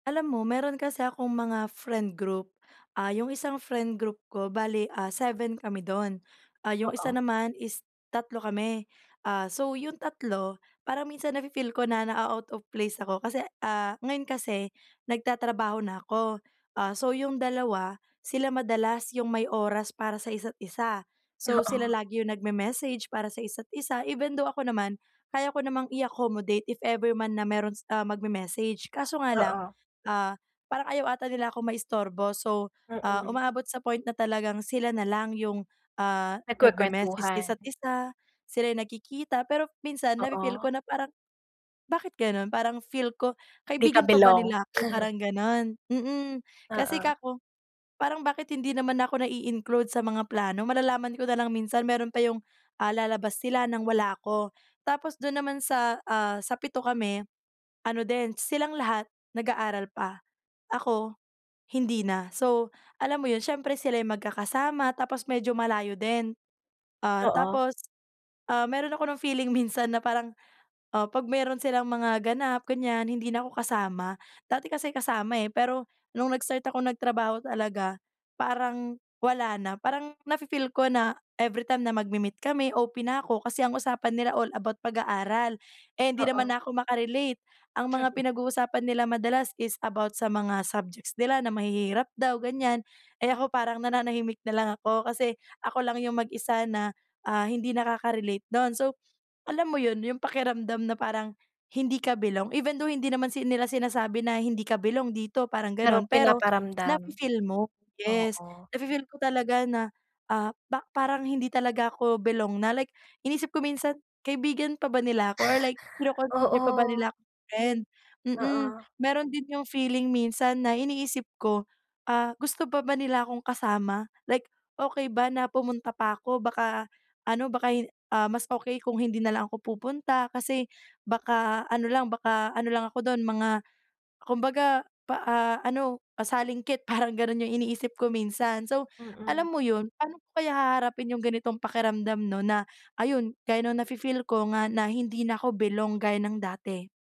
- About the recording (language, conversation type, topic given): Filipino, advice, Paano ko haharapin ang pakiramdam na hindi ako kabilang sa barkada?
- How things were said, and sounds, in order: tapping; chuckle; chuckle